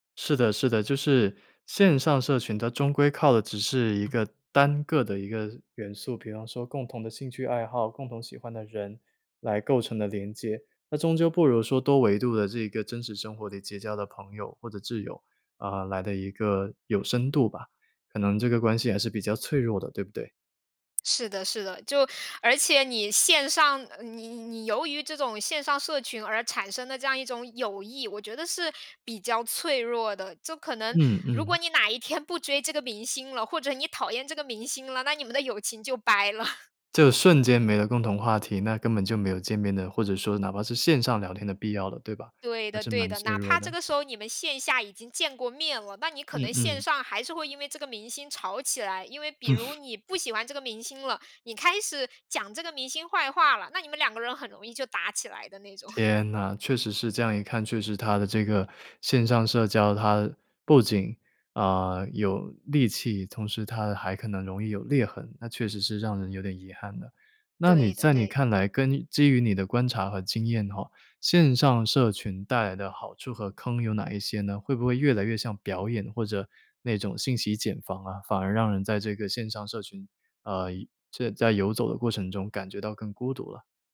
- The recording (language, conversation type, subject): Chinese, podcast, 线上社群能替代现实社交吗？
- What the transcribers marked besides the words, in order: other background noise; laughing while speaking: "天"; laughing while speaking: "掰了"; chuckle; laughing while speaking: "种"